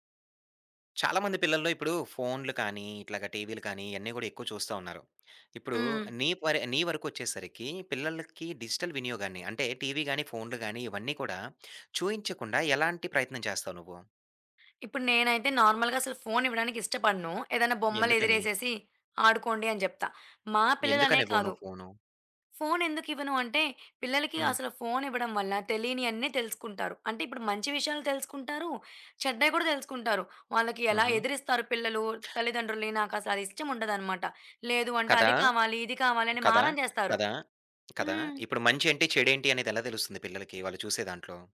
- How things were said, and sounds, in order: in English: "డిజిటల్"; in English: "టీవీగానీ"; tapping; in English: "నార్మల్‌గా"; other background noise
- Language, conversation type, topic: Telugu, podcast, పిల్లల డిజిటల్ వినియోగాన్ని మీరు ఎలా నియంత్రిస్తారు?